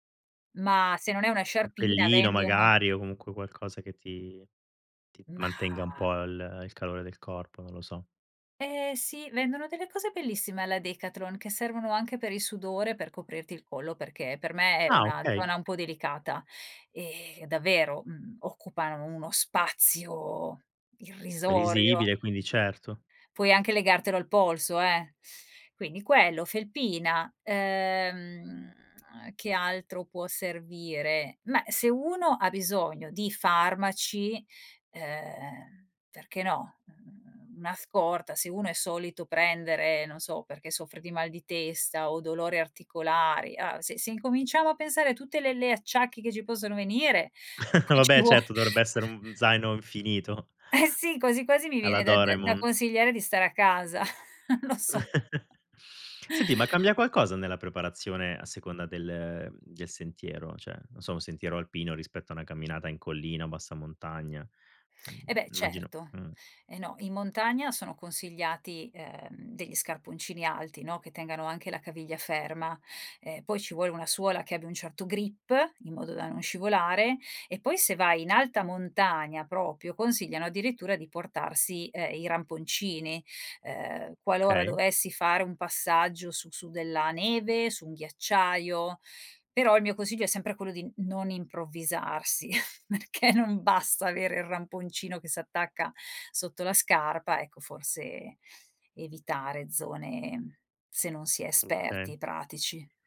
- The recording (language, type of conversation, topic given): Italian, podcast, Quali sono i tuoi consigli per preparare lo zaino da trekking?
- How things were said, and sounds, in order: "Visibile" said as "risibile"; chuckle; chuckle; laughing while speaking: "lo so"; chuckle; in another language: "grip"; "proprio" said as "propio"; chuckle